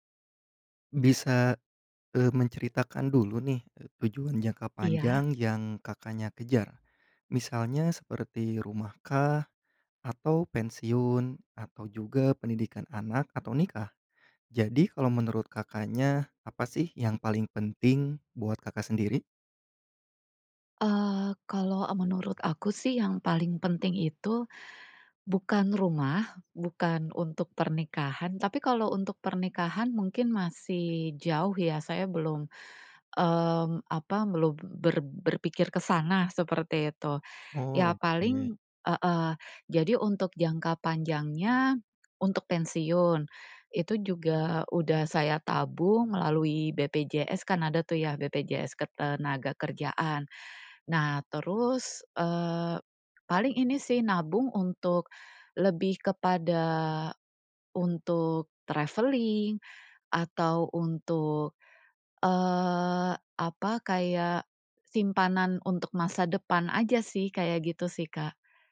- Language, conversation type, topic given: Indonesian, podcast, Gimana caramu mengatur keuangan untuk tujuan jangka panjang?
- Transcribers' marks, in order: tapping; in English: "traveling"